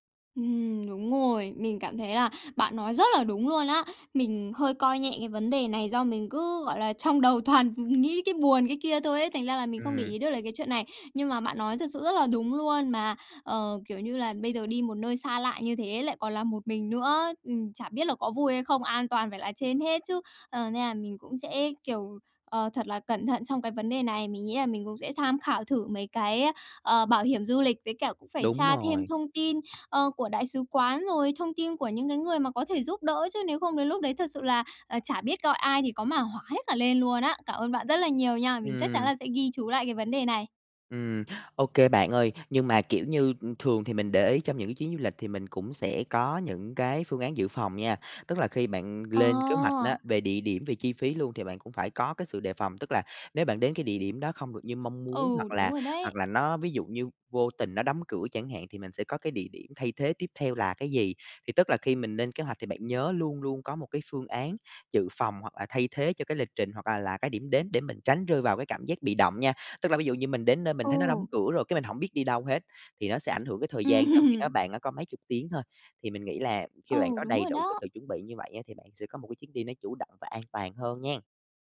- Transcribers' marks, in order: tapping; laughing while speaking: "đầu toàn"; other background noise; laughing while speaking: "Ừm"
- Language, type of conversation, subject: Vietnamese, advice, Tôi nên bắt đầu từ đâu khi gặp sự cố và phải thay đổi kế hoạch du lịch?